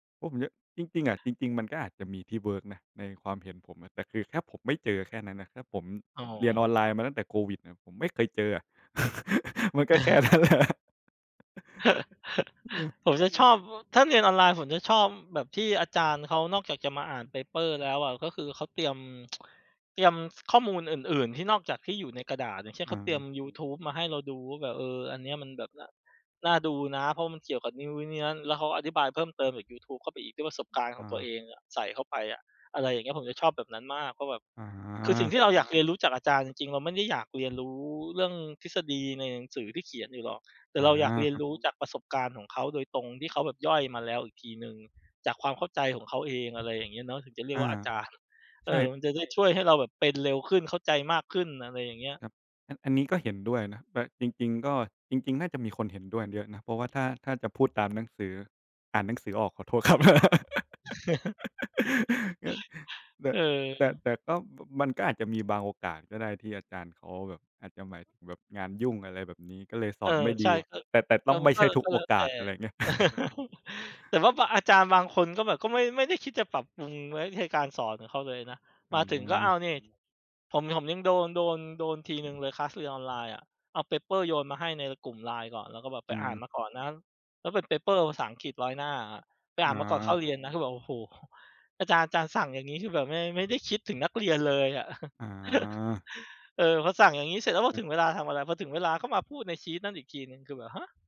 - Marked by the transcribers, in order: other background noise; tapping; chuckle; laugh; chuckle; laughing while speaking: "นั้นแหละ"; chuckle; in English: "เพเปอร์"; tsk; chuckle; laugh; background speech; laugh; chuckle; in English: "เพเปอร์"; in English: "เพเปอร์"; chuckle; chuckle
- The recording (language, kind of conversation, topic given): Thai, unstructured, คุณคิดว่าการเรียนออนไลน์ดีกว่าการเรียนในห้องเรียนหรือไม่?